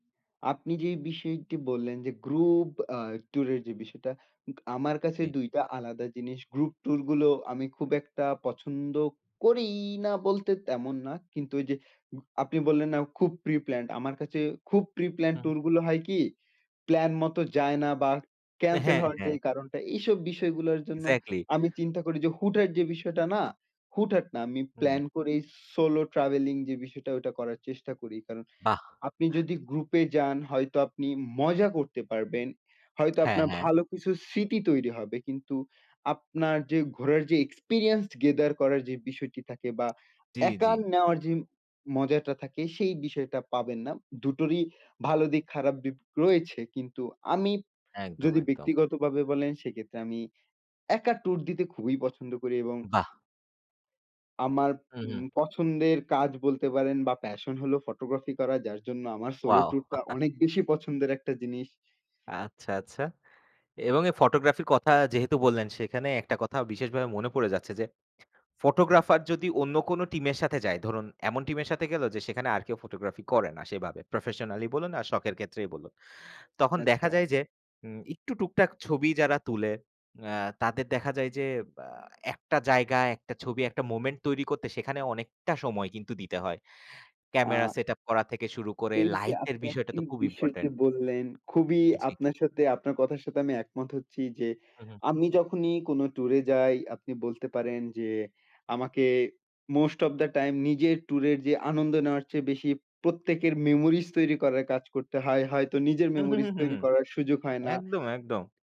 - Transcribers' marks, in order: stressed: "করিই"; other background noise; tapping; "দিক" said as "দিপ"; chuckle; stressed: "খুবই"; in English: "মোস্ট ওফ দা টাইম"
- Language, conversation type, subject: Bengali, unstructured, আপনি কি কখনও একা ভ্রমণ করেছেন, আর সেই অভিজ্ঞতা কেমন ছিল?